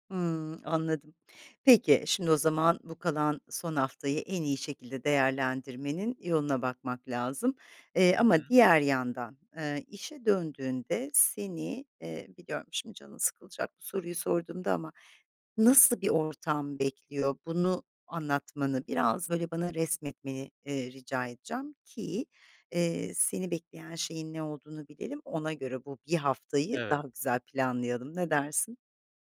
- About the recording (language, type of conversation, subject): Turkish, advice, İşten tükenmiş hissedip işe geri dönmekten neden korkuyorsun?
- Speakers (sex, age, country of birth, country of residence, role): female, 50-54, Turkey, Italy, advisor; male, 25-29, Turkey, Spain, user
- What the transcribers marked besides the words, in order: none